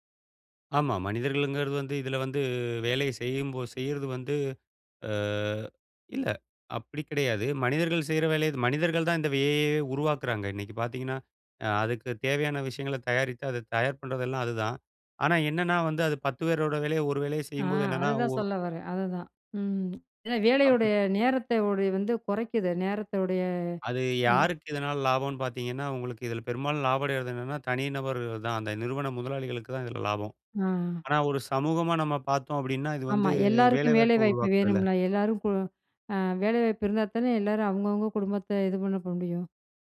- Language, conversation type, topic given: Tamil, podcast, எதிர்காலத்தில் செயற்கை நுண்ணறிவு நம் வாழ்க்கையை எப்படிப் மாற்றும்?
- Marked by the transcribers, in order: drawn out: "வந்து"; drawn out: "அ"; drawn out: "வந்து"